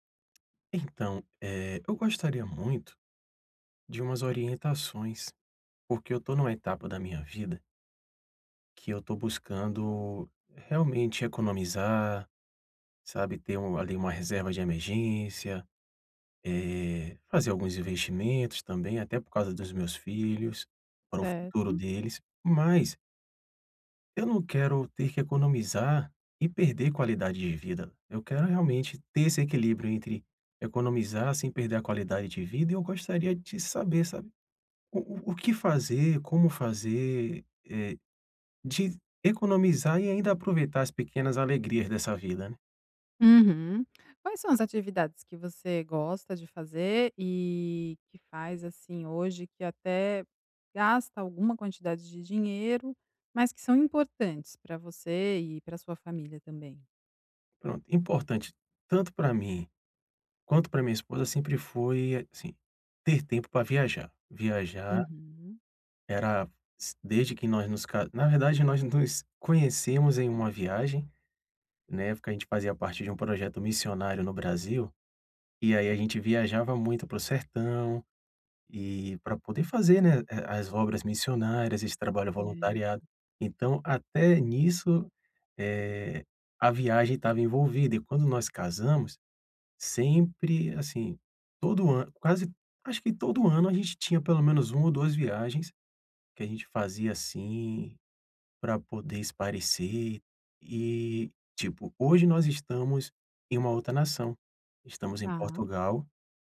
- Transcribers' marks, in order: none
- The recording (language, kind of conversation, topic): Portuguese, advice, Como economizar sem perder qualidade de vida e ainda aproveitar pequenas alegrias?